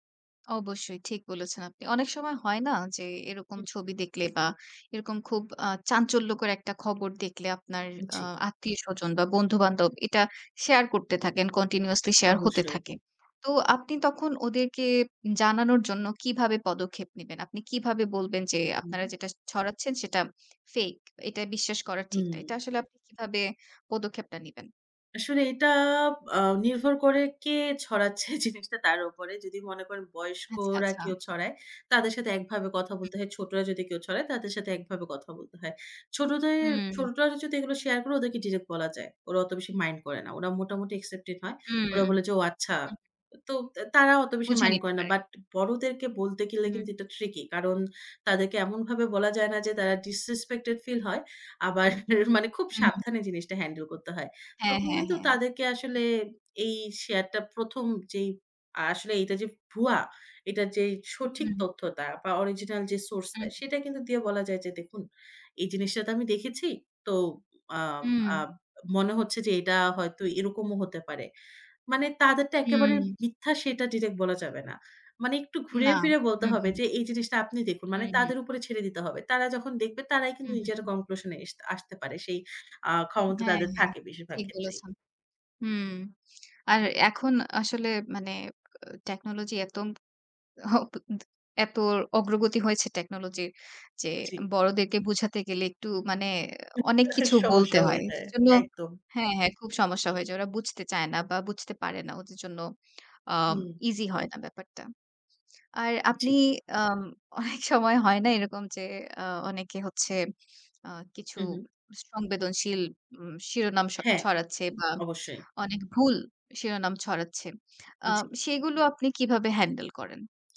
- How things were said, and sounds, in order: other background noise; in English: "continuously share"; laughing while speaking: "জিনিসটা"; "ছোটরা" said as "ছোটটারও"; in English: "accepted"; in English: "disrespected feel"; chuckle; "তথ্যটা" said as "তথ্যতা"; in English: "conclusion"; tapping; "প্রচুর" said as "প্রসুর"; horn; laughing while speaking: "অনেক সময় হয় না"
- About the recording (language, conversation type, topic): Bengali, podcast, অনলাইনে কোনো খবর দেখলে আপনি কীভাবে সেটির সত্যতা যাচাই করেন?